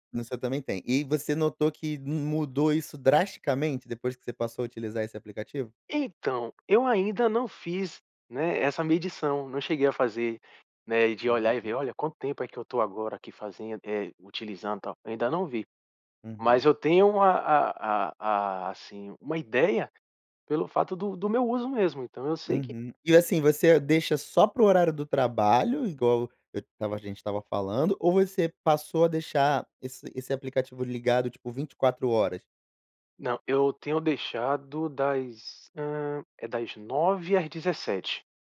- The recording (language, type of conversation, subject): Portuguese, podcast, Como você evita distrações no celular enquanto trabalha?
- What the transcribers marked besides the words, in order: none